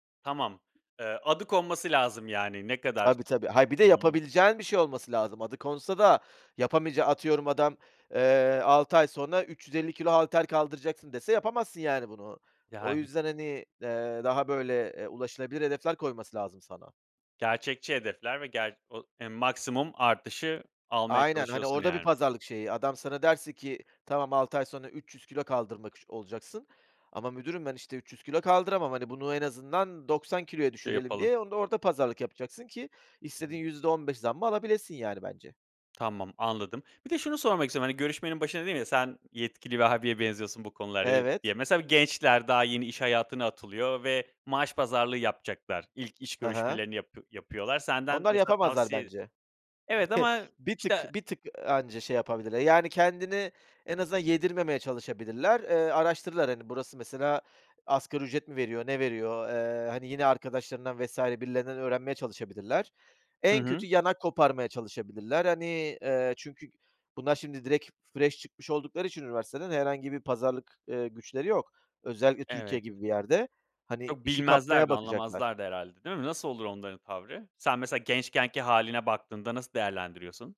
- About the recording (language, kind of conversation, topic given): Turkish, podcast, Maaş pazarlığı yaparken nelere dikkat edersin ve stratejin nedir?
- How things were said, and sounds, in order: other background noise; tapping; chuckle; in English: "fresh"